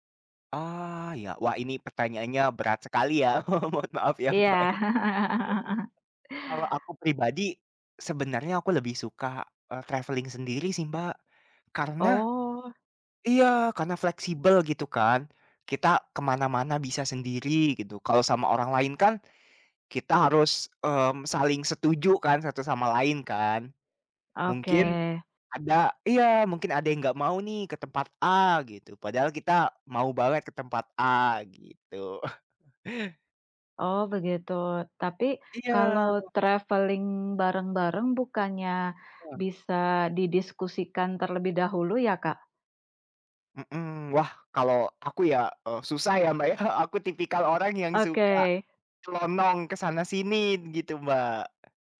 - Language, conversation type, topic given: Indonesian, unstructured, Bagaimana bepergian bisa membuat kamu merasa lebih bahagia?
- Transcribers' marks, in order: chuckle; laughing while speaking: "Mohon maaf ya, Mbak ya"; chuckle; unintelligible speech; in English: "traveling"; other background noise; chuckle; in English: "traveling"